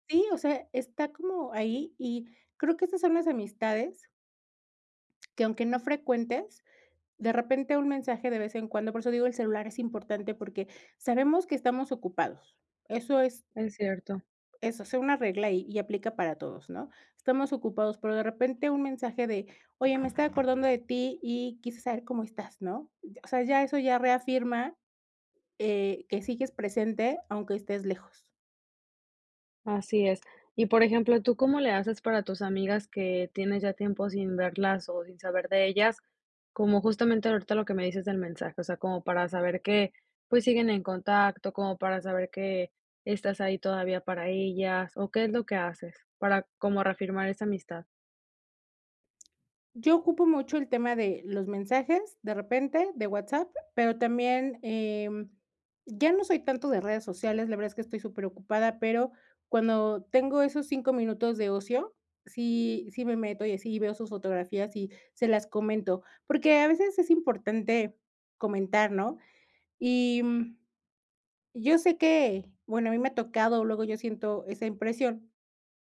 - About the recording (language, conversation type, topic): Spanish, podcast, ¿Cómo creas redes útiles sin saturarte de compromisos?
- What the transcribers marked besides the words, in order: other background noise